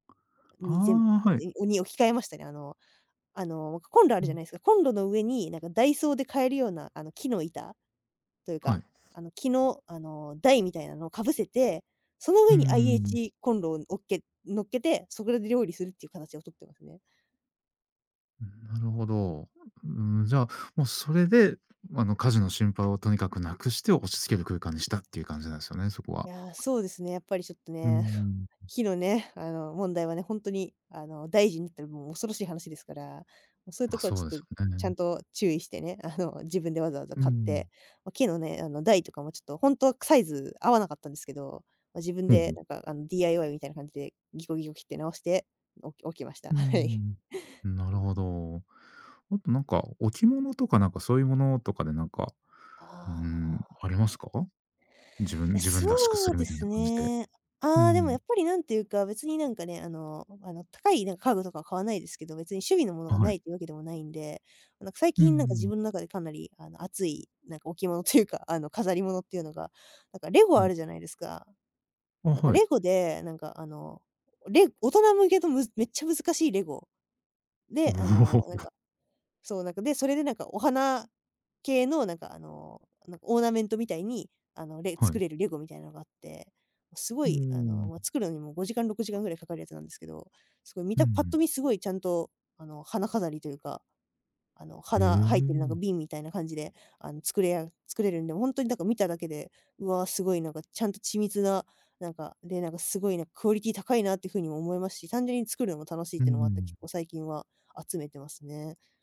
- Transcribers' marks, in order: tapping; other background noise; laughing while speaking: "はい"; laughing while speaking: "というか"; laughing while speaking: "おお"
- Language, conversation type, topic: Japanese, podcast, 自分の部屋を落ち着ける空間にするために、どんな工夫をしていますか？